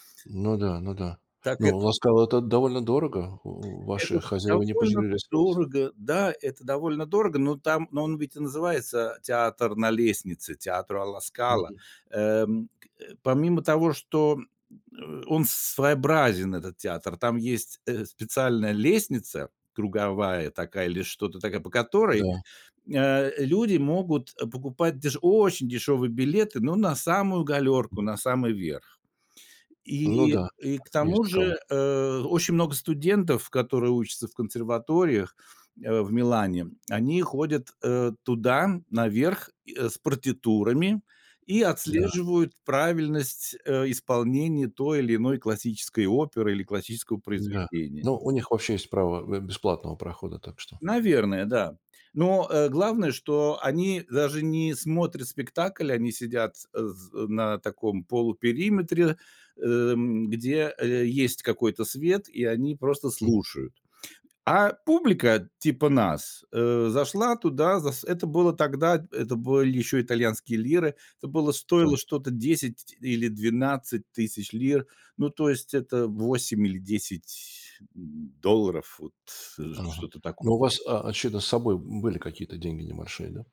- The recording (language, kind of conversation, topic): Russian, podcast, О каком путешествии, которое по‑настоящему изменило тебя, ты мог(ла) бы рассказать?
- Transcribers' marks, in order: other background noise